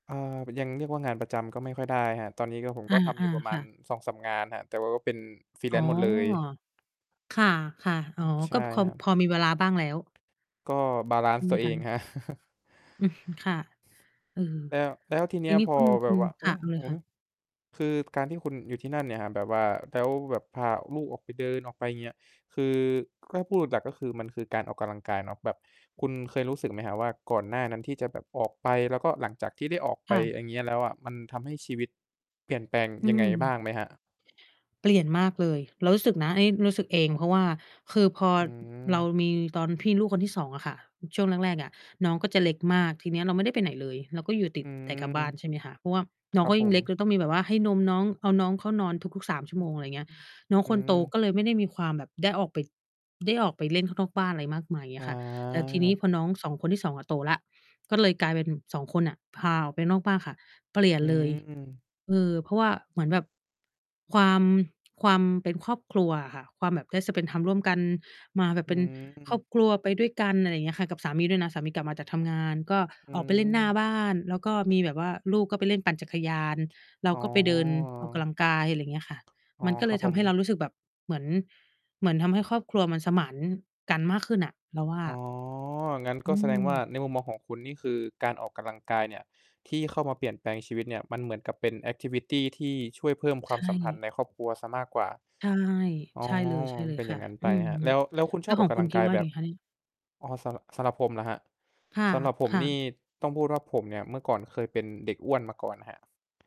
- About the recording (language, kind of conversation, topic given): Thai, unstructured, การออกกำลังกายช่วยเปลี่ยนแปลงชีวิตของคุณอย่างไร?
- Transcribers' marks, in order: distorted speech; in English: "freelance"; laughing while speaking: "ครับ"; chuckle; static; laughing while speaking: "อืม"; "ถ้า" said as "แกล้"; tapping; in English: "spend time"; in English: "แอกทิวิตี"